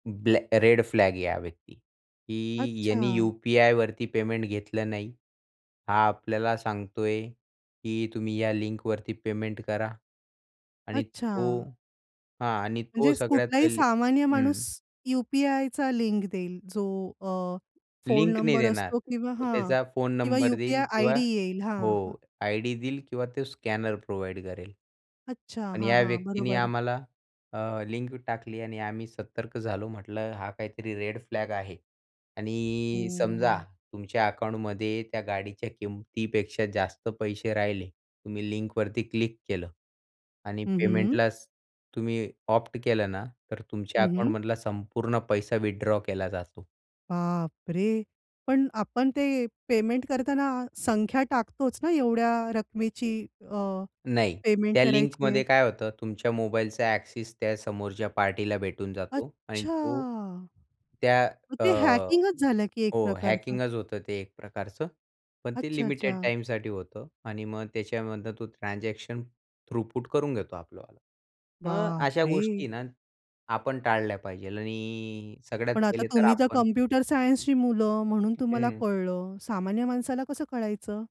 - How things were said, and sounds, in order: other background noise; in English: "प्रोव्हाईड"; tapping; drawn out: "हं"; in English: "विथड्रॉ"; surprised: "बापरे!"; in English: "एक्सेस"; wind; in English: "हॅकिंगच"; in English: "हॅकिंगच"; in English: "थ्रुपूट"
- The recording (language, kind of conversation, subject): Marathi, podcast, डिजिटल पेमेंट्सवर तुमचा विश्वास किती आहे?